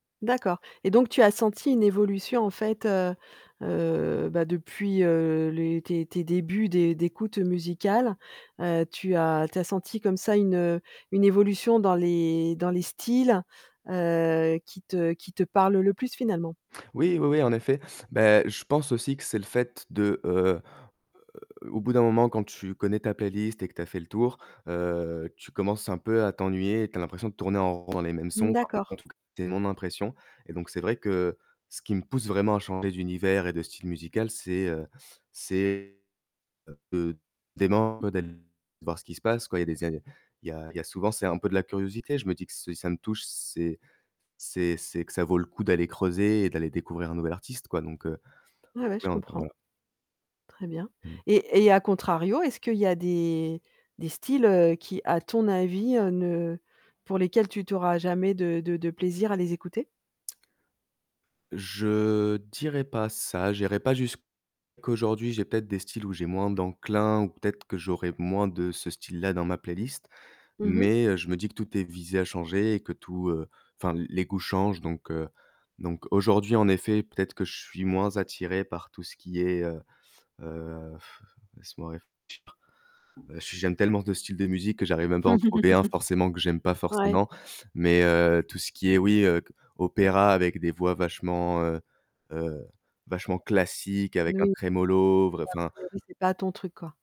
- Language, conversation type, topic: French, podcast, Qu’est-ce qui te pousse à explorer un nouveau style musical ?
- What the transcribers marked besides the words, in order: static; distorted speech; unintelligible speech; unintelligible speech; blowing; tapping; laugh; other noise